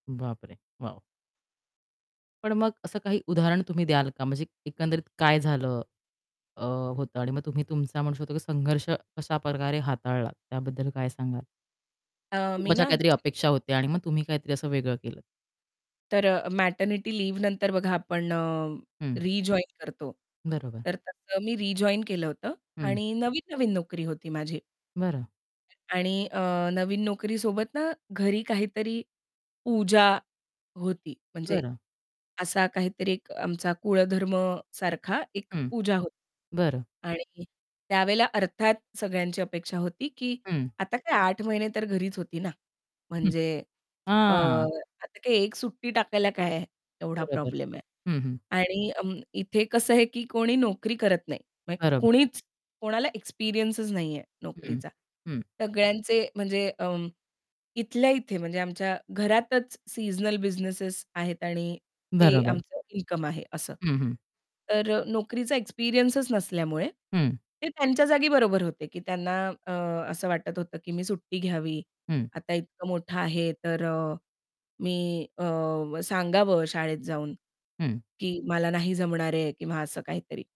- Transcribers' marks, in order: tapping; in English: "मॅटर्निटी लिव्ह"; distorted speech; other background noise; unintelligible speech; static; laughing while speaking: "कसं आहे"
- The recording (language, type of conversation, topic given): Marathi, podcast, कुटुंबाच्या अपेक्षा आणि स्वतःच्या ओळखीमध्ये होणारा संघर्ष तुम्ही कसा हाताळता?